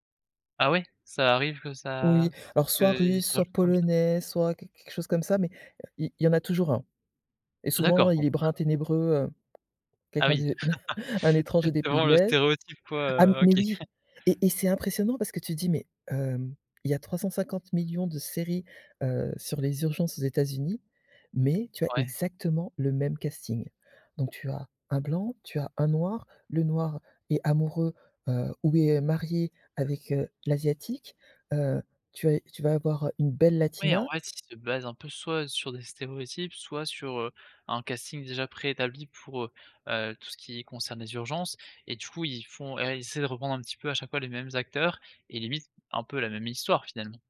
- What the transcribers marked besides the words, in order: other noise; tapping; laugh; laughing while speaking: "Exactement"; chuckle; "l'est" said as "è"; chuckle; other background noise; stressed: "exactement"
- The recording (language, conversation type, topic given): French, podcast, Comment la diversité transforme-t-elle la télévision d’aujourd’hui ?
- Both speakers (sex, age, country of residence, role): female, 45-49, France, guest; male, 20-24, France, host